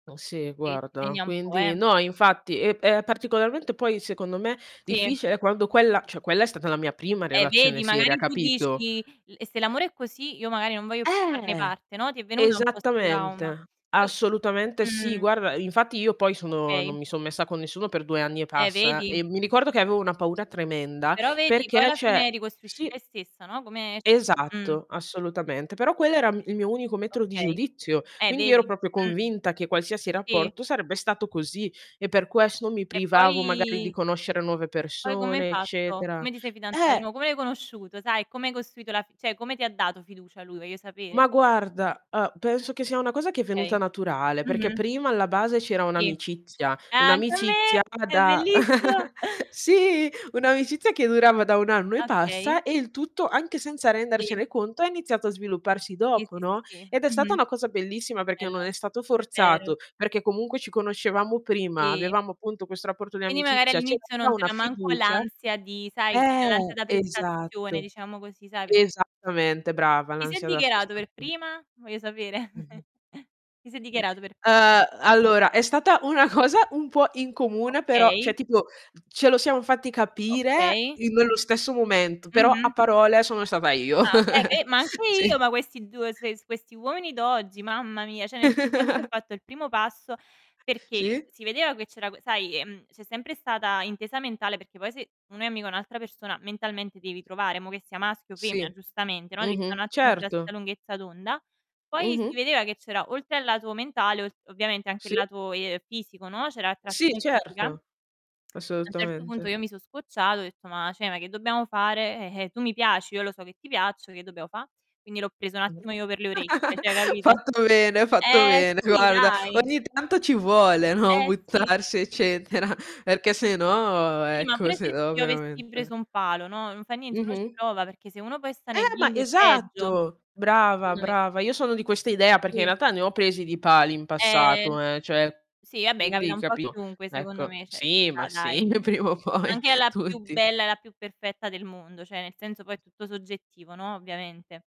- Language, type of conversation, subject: Italian, unstructured, Come si può costruire la fiducia con il partner?
- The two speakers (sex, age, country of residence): female, 20-24, Italy; female, 25-29, Italy
- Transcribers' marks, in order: unintelligible speech; distorted speech; "cioè" said as "ceh"; unintelligible speech; "cioè" said as "ceh"; tapping; "cioè" said as "ceh"; background speech; "proprio" said as "propio"; drawn out: "poi"; "cioè" said as "ceh"; laughing while speaking: "È bellissimo"; chuckle; chuckle; unintelligible speech; laughing while speaking: "cosa"; "cioè" said as "ceh"; chuckle; "cioè" said as "ceh"; giggle; other background noise; "cioè" said as "ceh"; other noise; chuckle; "cioè" said as "ceh"; laughing while speaking: "eccetera"; "quindi" said as "indi"; "cioè" said as "ceh"; laughing while speaking: "prima o poi tutti"; "cioè" said as "ceh"; unintelligible speech